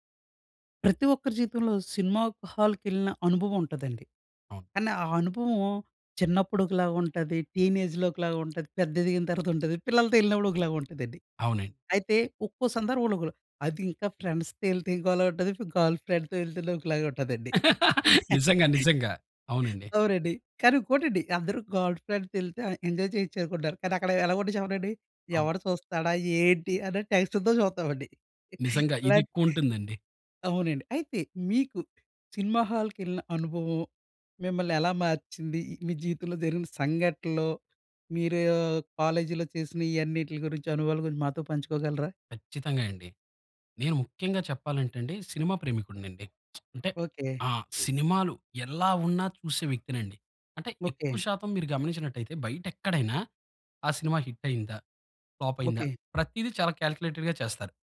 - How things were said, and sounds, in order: in English: "టీనేజ్‌లో"; in English: "ఫ్రెండ్స్‌తో"; in English: "గర్ల్ ఫ్రెండ్‌తొ"; chuckle; chuckle; in English: "గర్ల్ ఫ్రెండ్‌తో"; in English: "ఎంజాయ్"; in English: "టెన్షన్‌తో"; chuckle; lip smack; in English: "హిట్"; in English: "ఫ్లాప్"; in English: "కాల్కులేటెడ్‌గా"
- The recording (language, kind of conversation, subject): Telugu, podcast, సినిమా హాల్‌కు వెళ్లిన అనుభవం మిమ్మల్ని ఎలా మార్చింది?